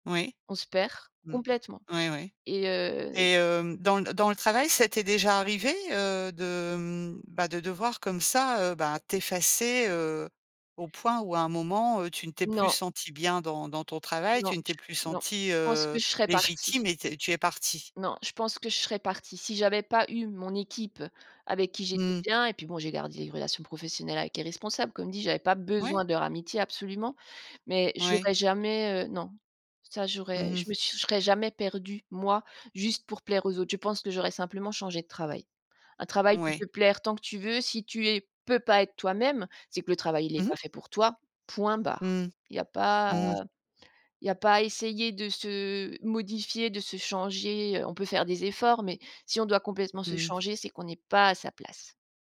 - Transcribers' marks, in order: other background noise; stressed: "point barre"; stressed: "pas"
- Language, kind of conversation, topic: French, podcast, Qu'est-ce qui te fait te sentir vraiment accepté dans un groupe ?
- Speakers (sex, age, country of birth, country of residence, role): female, 45-49, France, France, guest; female, 50-54, France, France, host